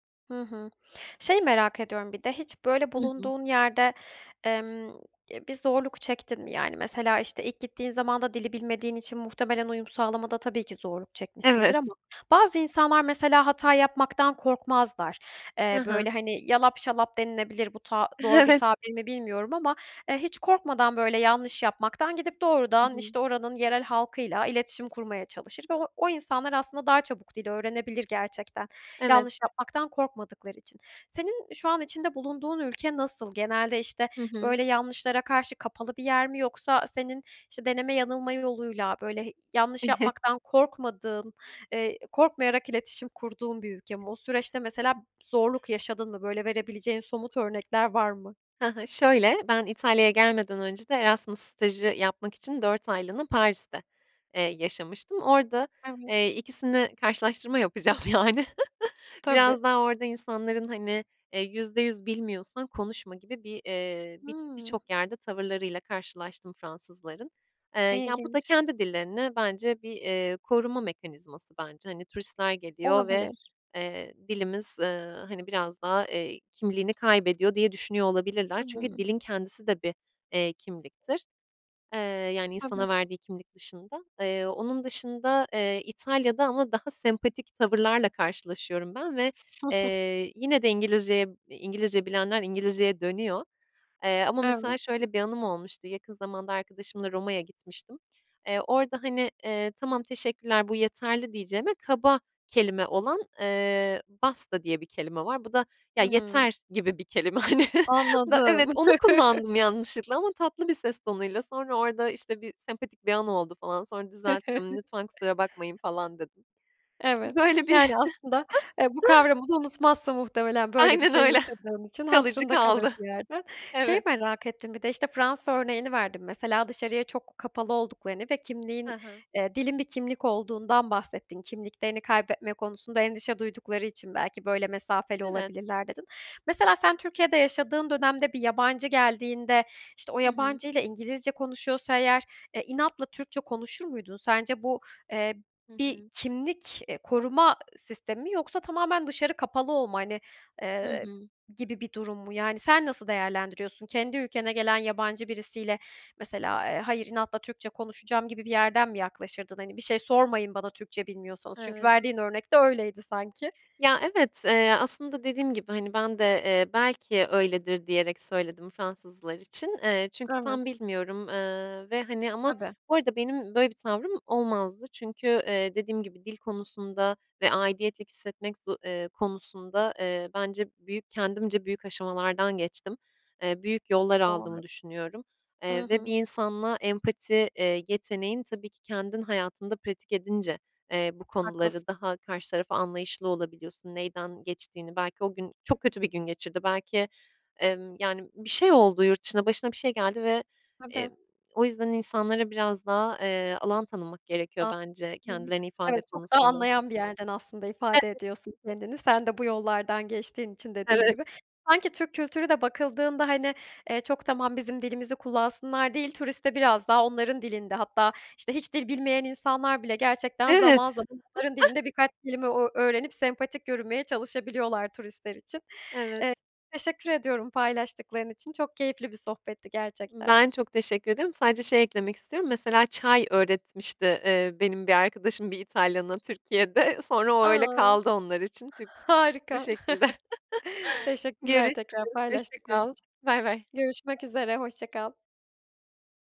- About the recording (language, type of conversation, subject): Turkish, podcast, Dil senin için bir kimlik meselesi mi; bu konuda nasıl hissediyorsun?
- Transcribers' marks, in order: other background noise; other noise; laughing while speaking: "Evet"; tapping; chuckle; laughing while speaking: "yani"; giggle; in Italian: "basta"; laughing while speaking: "hani"; chuckle; chuckle; laughing while speaking: "Böyle bir"; laughing while speaking: "Aynen öyle. Kalıcı kaldı"; unintelligible speech; chuckle; chuckle; chuckle